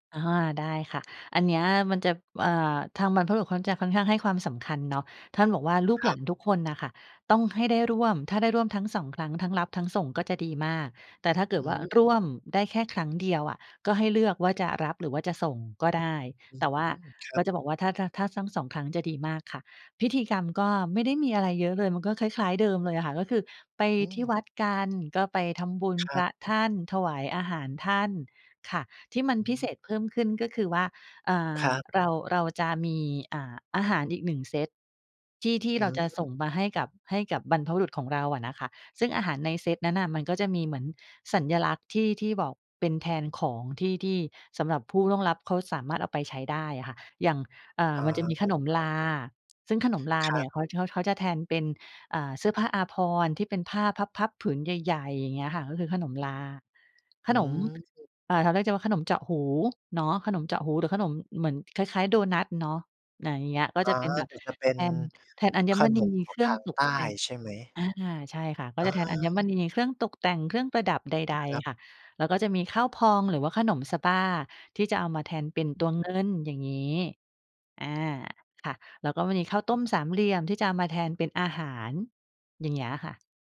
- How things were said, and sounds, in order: other background noise
- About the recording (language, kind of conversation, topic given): Thai, podcast, ในครอบครัวของคุณมีประเพณีที่สืบทอดกันมารุ่นต่อรุ่นอะไรบ้าง?